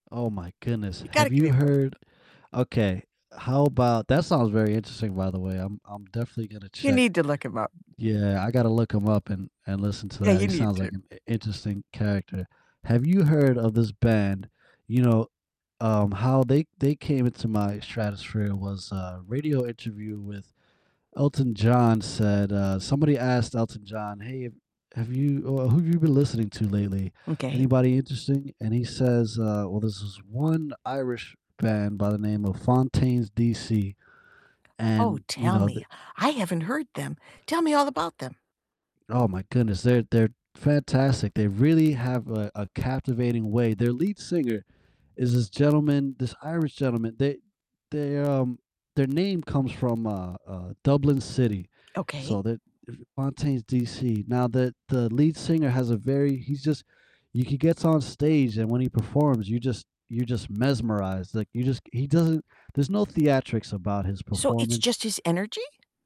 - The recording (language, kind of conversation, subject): English, unstructured, How can music bring people together?
- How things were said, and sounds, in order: distorted speech; other background noise; tapping; static